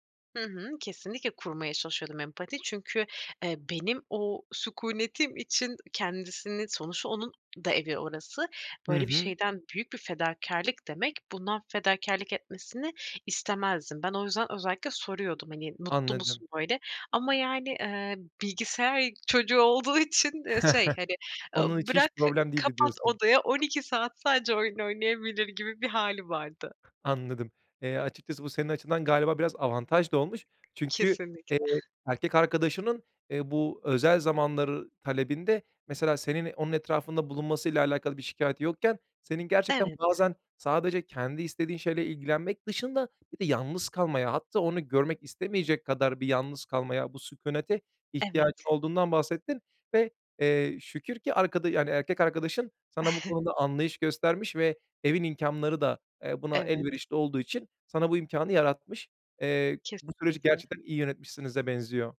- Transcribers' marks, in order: "sükûnetim" said as "sukûnetim"; chuckle; other background noise; chuckle; giggle
- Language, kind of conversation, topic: Turkish, podcast, Evde kendine zaman ayırmayı nasıl başarıyorsun?